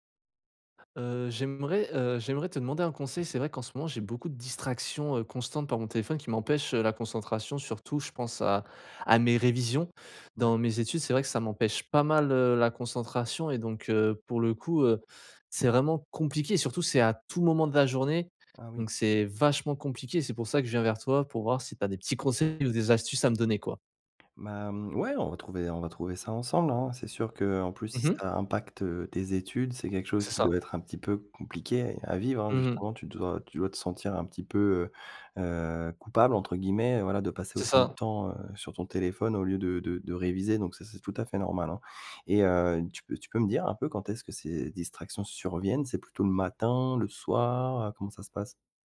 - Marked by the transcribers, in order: other background noise; tapping; stressed: "tout"; stressed: "vachement"
- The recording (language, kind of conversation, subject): French, advice, Comment les distractions constantes de votre téléphone vous empêchent-elles de vous concentrer ?